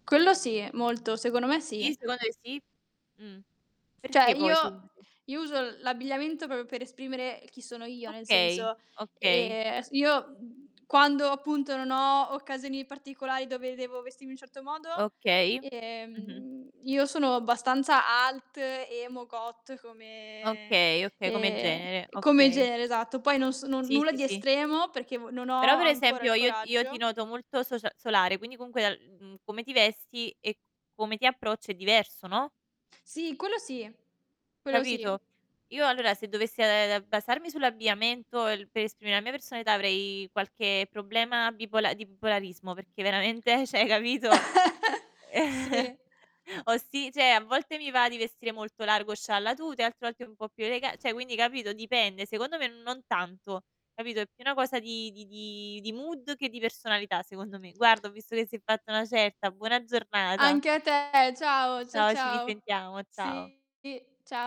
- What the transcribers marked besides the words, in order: distorted speech; "Cioè" said as "ceh"; "proprio" said as "propio"; drawn out: "come"; laugh; static; laughing while speaking: "ceh, hai capito"; "cioè" said as "ceh"; chuckle; "cioè" said as "ceh"; "cioè" said as "ceh"; in English: "mood"; other background noise
- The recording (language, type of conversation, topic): Italian, unstructured, Come ti senti quando indossi un abbigliamento che ti rappresenta?